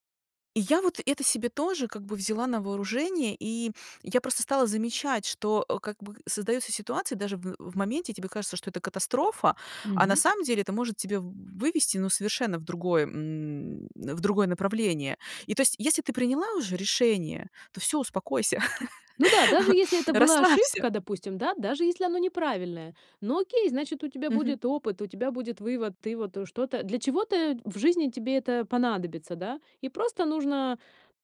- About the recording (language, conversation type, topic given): Russian, podcast, Как научиться доверять себе при важных решениях?
- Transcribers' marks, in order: tapping; laugh